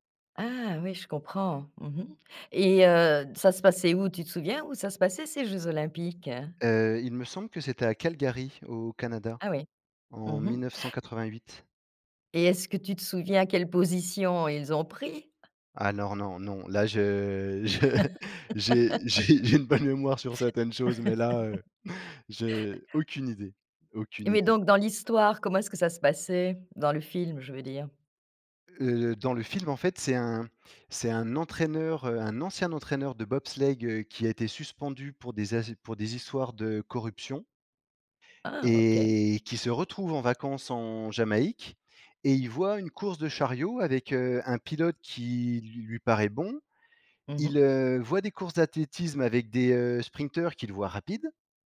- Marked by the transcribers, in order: laughing while speaking: "là je"; laugh; chuckle; laughing while speaking: "j'ai j'ai une bonne mémoire"; tapping
- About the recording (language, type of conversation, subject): French, podcast, Quels films te reviennent en tête quand tu repenses à ton adolescence ?
- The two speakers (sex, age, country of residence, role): female, 60-64, France, host; male, 35-39, France, guest